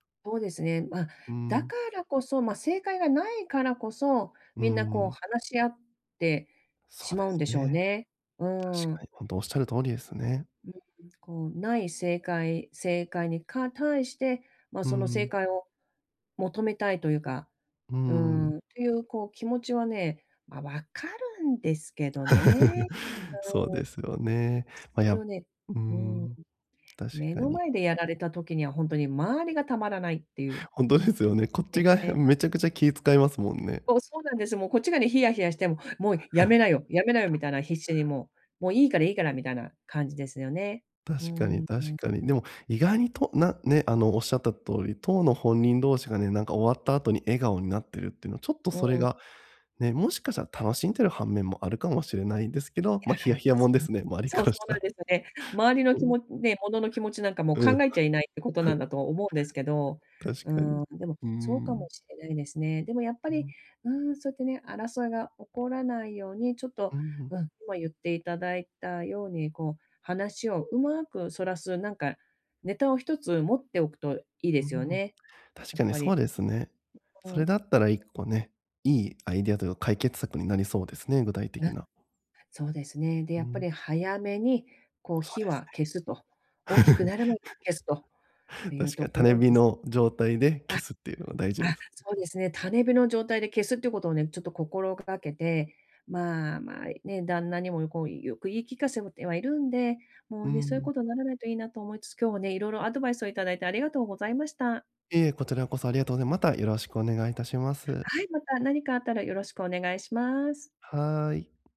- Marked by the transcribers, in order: giggle; unintelligible speech; laughing while speaking: "本当ですよね"; chuckle; laughing while speaking: "周りからしたら"; giggle
- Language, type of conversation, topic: Japanese, advice, 意見が食い違うとき、どうすれば平和的に解決できますか？